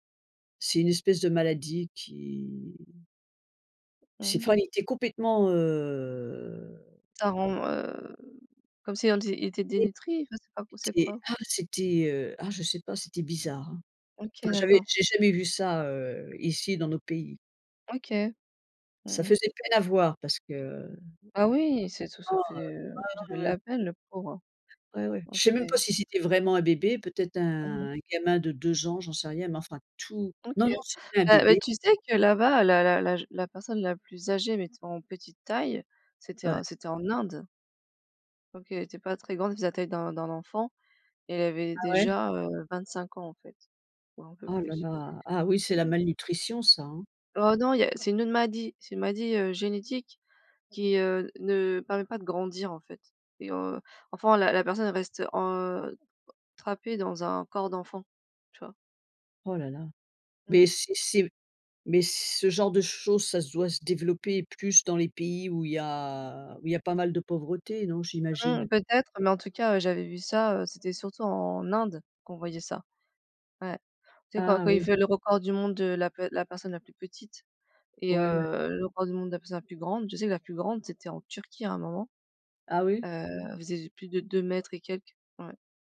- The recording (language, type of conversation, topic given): French, unstructured, Qu’est-ce qui rend un voyage vraiment inoubliable ?
- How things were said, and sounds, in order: drawn out: "qui"; tapping; drawn out: "heu"; drawn out: "heu"; unintelligible speech; in English: "trapée"